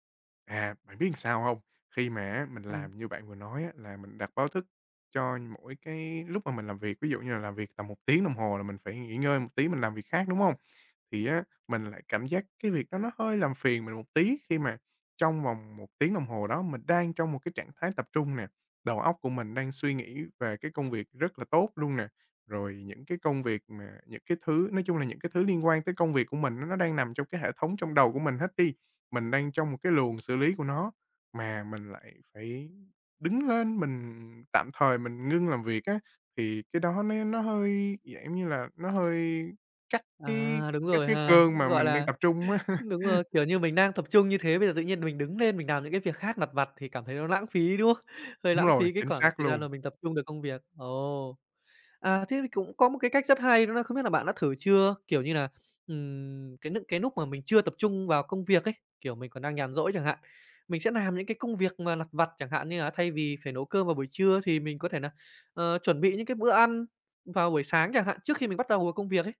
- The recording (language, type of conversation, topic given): Vietnamese, advice, Tôi nên ưu tiên như thế nào giữa công việc nặng và các việc lặt vặt?
- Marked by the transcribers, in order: tapping; other background noise; chuckle; "làm" said as "nàm"; "làm" said as "nàm"